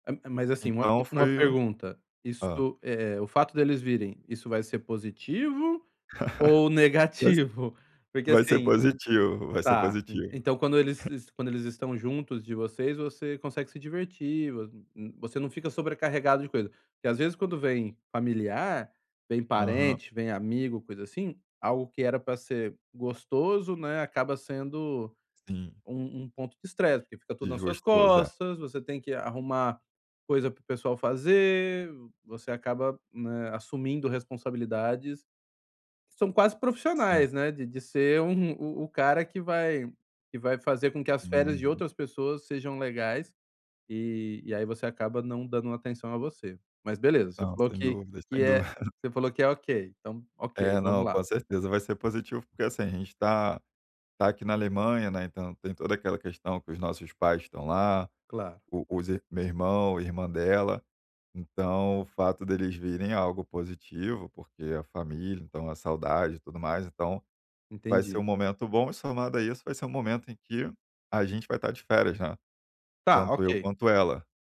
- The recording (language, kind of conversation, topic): Portuguese, advice, Como posso equilibrar melhor as atividades de lazer e o descanso nos fins de semana?
- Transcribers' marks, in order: laugh; chuckle; unintelligible speech; laughing while speaking: "dúvida"